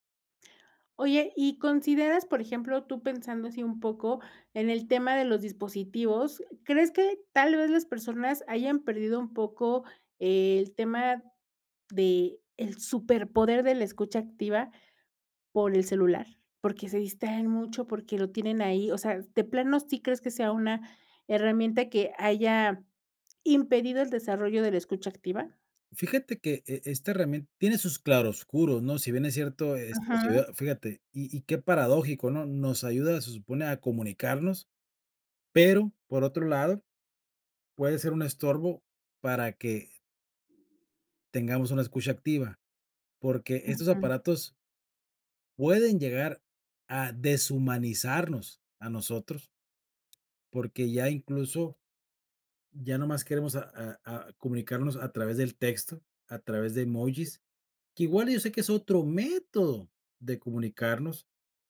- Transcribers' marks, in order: none
- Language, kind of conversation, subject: Spanish, podcast, ¿Cómo usar la escucha activa para fortalecer la confianza?